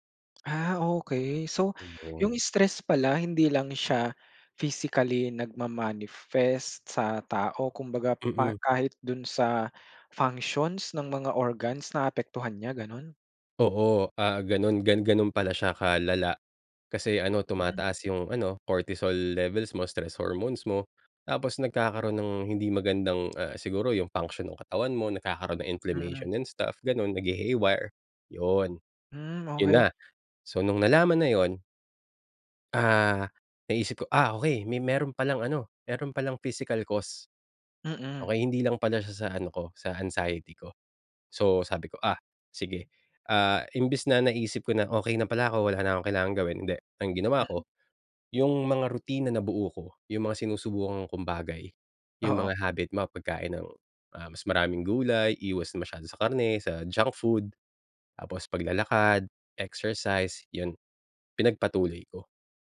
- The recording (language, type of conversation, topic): Filipino, podcast, Anong simpleng gawi ang talagang nagbago ng buhay mo?
- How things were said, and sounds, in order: other background noise; in English: "physically nagma-manifest"; in English: "cortisol levels"; in English: "inflammation and stuff"; in English: "naghi-haywire"; in English: "physical cause"